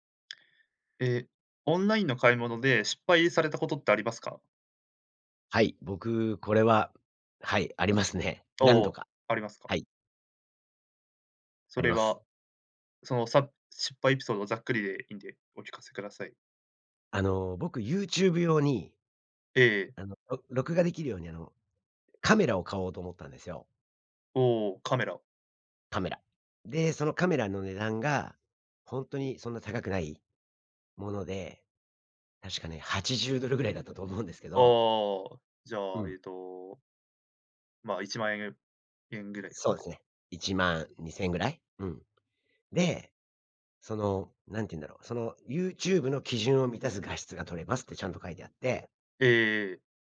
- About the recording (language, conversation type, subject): Japanese, podcast, オンラインでの買い物で失敗したことはありますか？
- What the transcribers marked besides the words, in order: tapping; laughing while speaking: "はちじゅうドル ぐらいだったと思うんですけど"